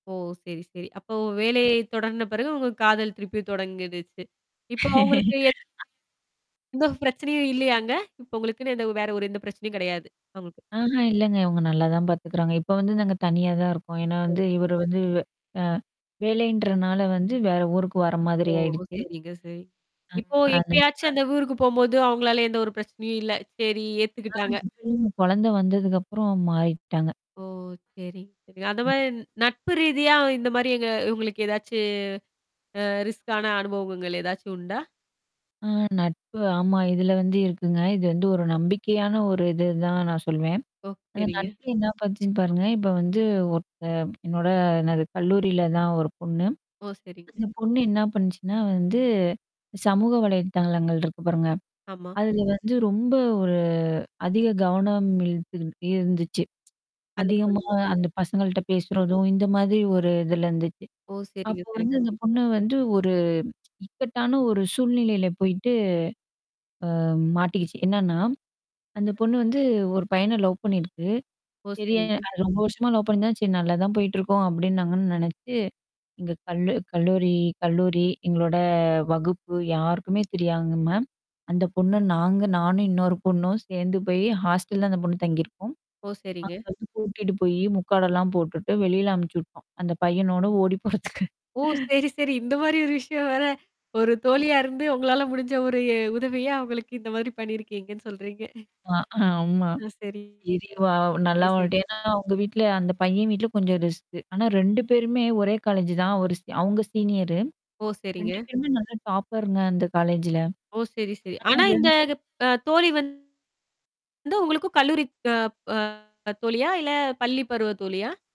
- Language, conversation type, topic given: Tamil, podcast, காதல் மற்றும் நட்பு போன்ற உறவுகளில் ஏற்படும் அபாயங்களை நீங்கள் எவ்வாறு அணுகுவீர்கள்?
- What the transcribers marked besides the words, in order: static; mechanical hum; other background noise; laugh; distorted speech; unintelligible speech; drawn out: "எதாச்சும்"; "அனுபவங்கள்" said as "அனுபவகங்கள்"; drawn out: "ஒரு"; unintelligible speech; tapping; "தெரியாம" said as "தெரியாதுங்கம்மா"; in English: "ஹாஸ்ட்ட்ல்"; laughing while speaking: "ஓடிப் போறதுக்கு"; laughing while speaking: "இந்த மாதிரி ஒரு விஷயம் வேற"; chuckle; in English: "டாப்பர்ங்க"